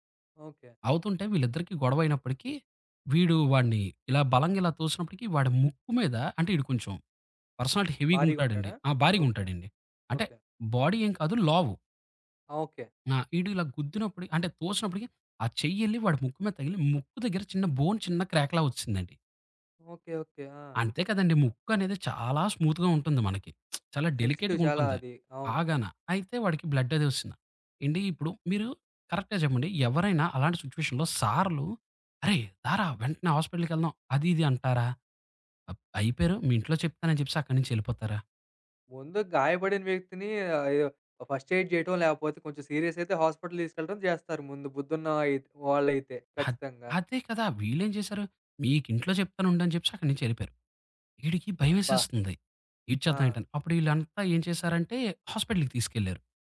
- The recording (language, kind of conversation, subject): Telugu, podcast, ఒక రిస్క్ తీసుకుని అనూహ్యంగా మంచి ఫలితం వచ్చిన అనుభవం ఏది?
- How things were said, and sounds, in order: in English: "పర్సనాలటి హెవీగా"; in English: "బాడీ"; in English: "బోన్"; in English: "క్రాక్‌లా"; in English: "స్మూత్‌గా"; lip smack; in English: "డెలికేట్‌గా"; in English: "సెన్సిటివ్"; in English: "బ్లడ్"; in English: "సిట్యుయేషన్‌లో"; in English: "ఫస్ట్ ఎయిడ్"; tapping; in English: "హాస్పిటల్"; in English: "హాస్పిటల్‌కి"